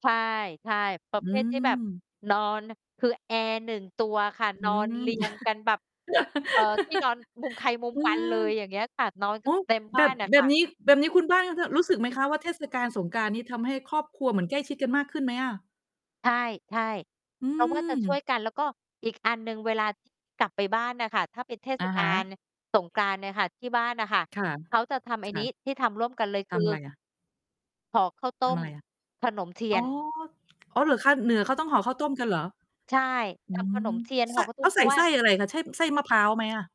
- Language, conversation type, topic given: Thai, unstructured, คุณคิดว่าเทศกาลทางศาสนามีความสำคัญต่อความสัมพันธ์ในครอบครัวไหม?
- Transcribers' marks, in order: distorted speech; laugh; other background noise; tapping